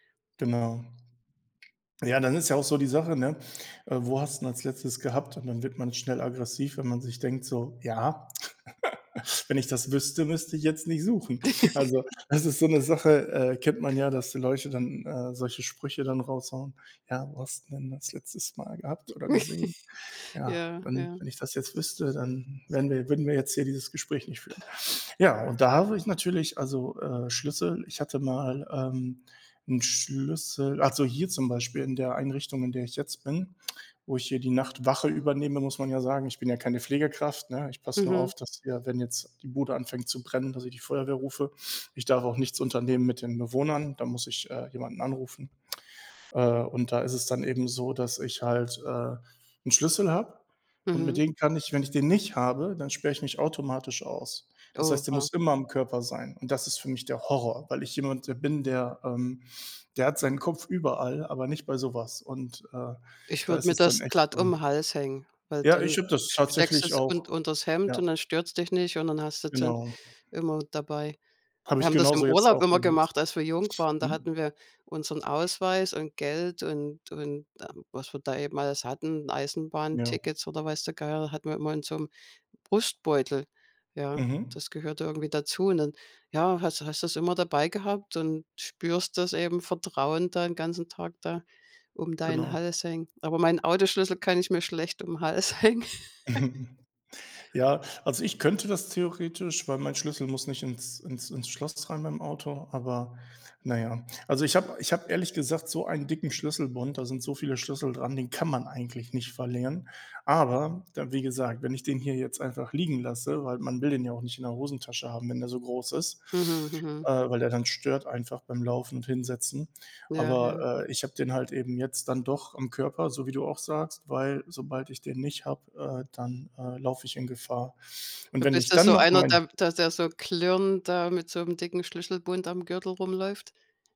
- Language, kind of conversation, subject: German, unstructured, Wie würdest du das Rätsel um einen verlorenen Schlüssel lösen?
- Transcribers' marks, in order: other background noise; chuckle; chuckle; chuckle; laughing while speaking: "Hals hängen"; chuckle